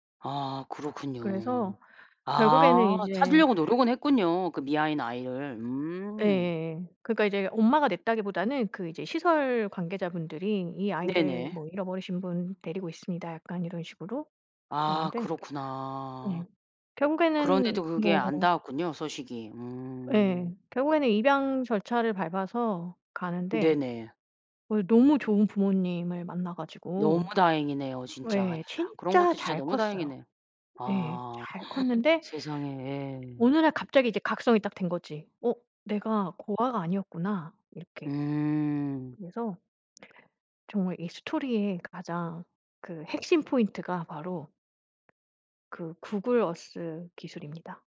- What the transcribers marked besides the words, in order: other background noise; gasp; tapping
- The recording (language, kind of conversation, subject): Korean, podcast, 최근에 본 영화 중에서 가장 인상 깊었던 작품은 무엇인가요?